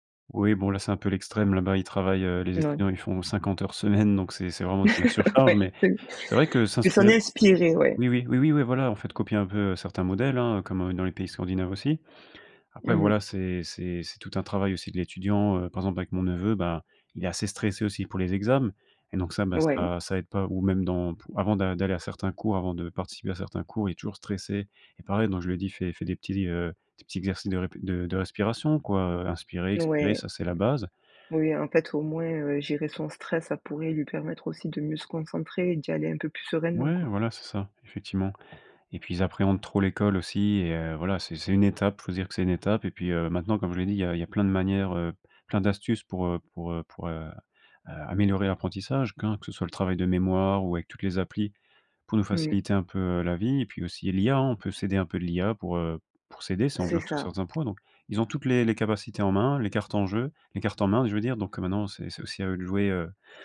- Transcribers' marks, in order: laugh; laughing while speaking: "Ouais"; tapping; other background noise
- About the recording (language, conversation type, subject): French, podcast, Quel conseil donnerais-tu à un ado qui veut mieux apprendre ?